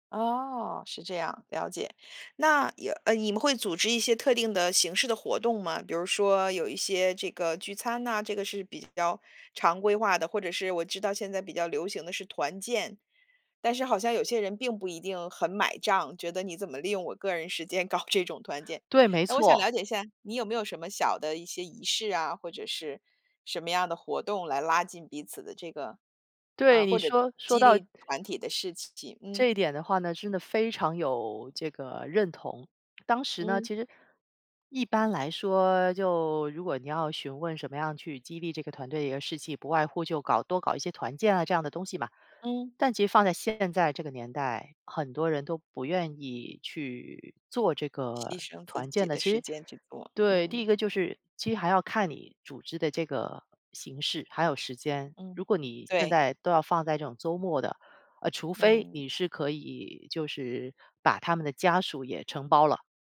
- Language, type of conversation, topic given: Chinese, podcast, 作为领导者，如何有效激励团队士气？
- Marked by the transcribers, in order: laughing while speaking: "搞"